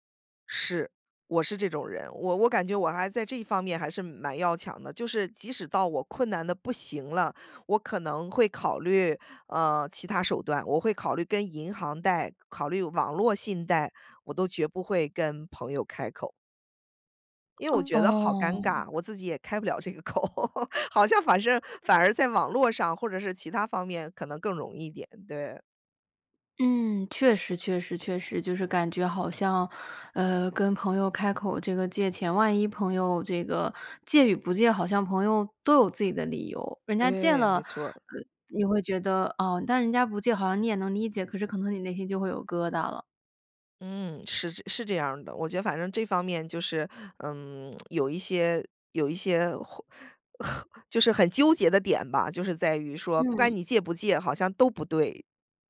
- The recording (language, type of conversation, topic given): Chinese, podcast, 你为了不伤害别人，会选择隐瞒自己的真实想法吗？
- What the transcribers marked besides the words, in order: laughing while speaking: "口"; laugh; other background noise; tsk